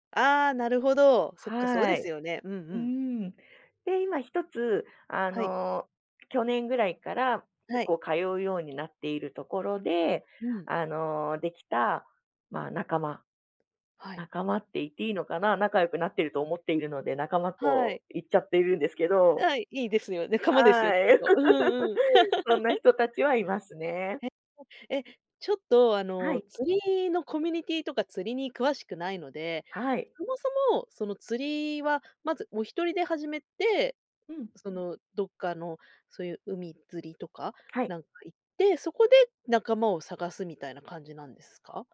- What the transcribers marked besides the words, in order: other background noise; laugh
- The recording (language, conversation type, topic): Japanese, podcast, 趣味を通じて仲間ができたことはありますか？